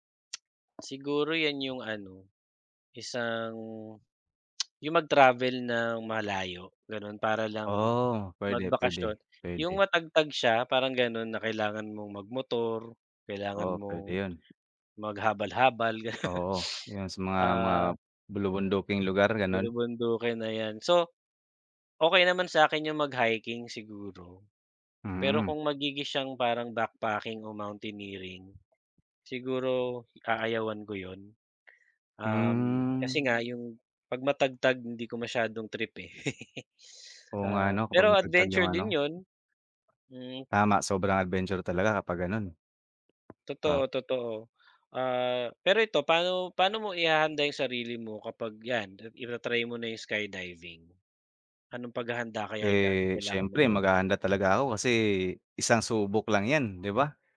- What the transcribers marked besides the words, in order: tapping; tongue click; dog barking; laugh; chuckle; other background noise
- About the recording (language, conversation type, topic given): Filipino, unstructured, Anong uri ng pakikipagsapalaran ang pinakagusto mong subukan?